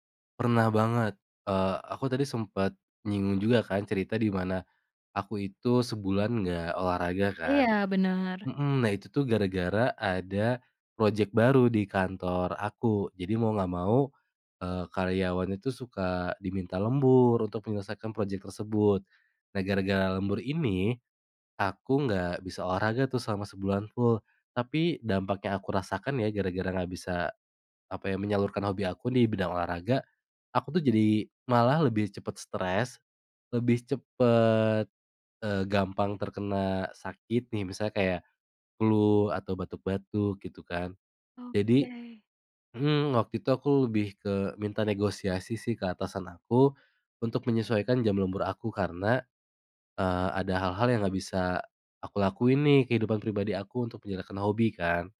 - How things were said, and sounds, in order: in English: "full"; tapping
- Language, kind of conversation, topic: Indonesian, podcast, Bagaimana kamu mengatur waktu antara pekerjaan dan hobi?